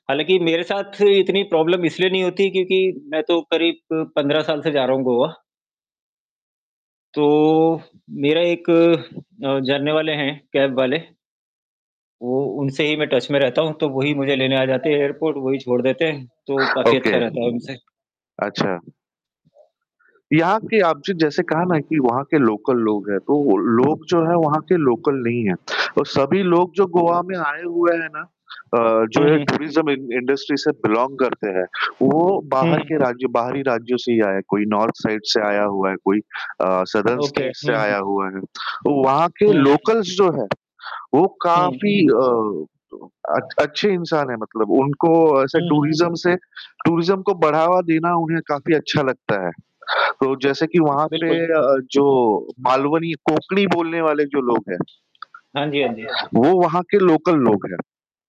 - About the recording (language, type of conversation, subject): Hindi, unstructured, गर्मी की छुट्टियाँ बिताने के लिए आप पहाड़ों को पसंद करते हैं या समुद्र तट को?
- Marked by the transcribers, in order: static; in English: "प्रॉब्लम"; in English: "कैब"; in English: "टच"; other noise; in English: "ओके"; distorted speech; in English: "लोकल"; tapping; in English: "लोकल"; in English: "टूरिज़्म इं इंडस्ट्री"; in English: "बिलॉन्ग"; in English: "नॉर्थ साइड"; in English: "ओके"; in English: "सादर्न स्टेट"; in English: "लोकल्स"; in English: "टूरिज़्म"; in English: "टूरिज़्म"; other background noise; in English: "लोकल"